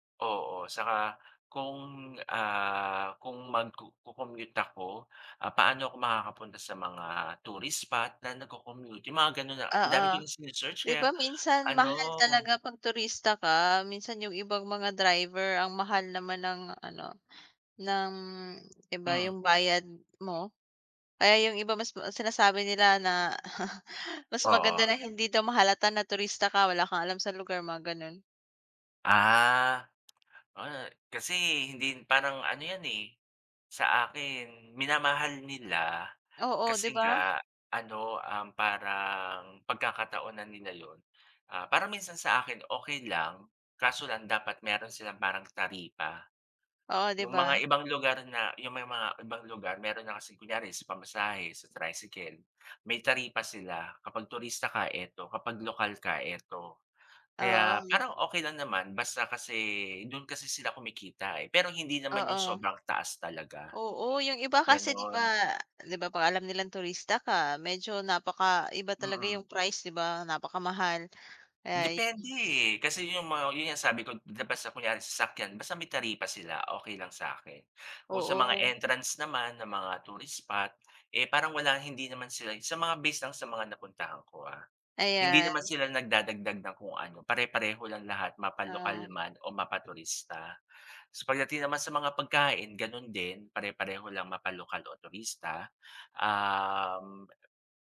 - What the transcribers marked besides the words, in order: other background noise; tapping; chuckle
- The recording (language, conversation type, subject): Filipino, unstructured, Saan mo gustong magbakasyon kung magkakaroon ka ng pagkakataon?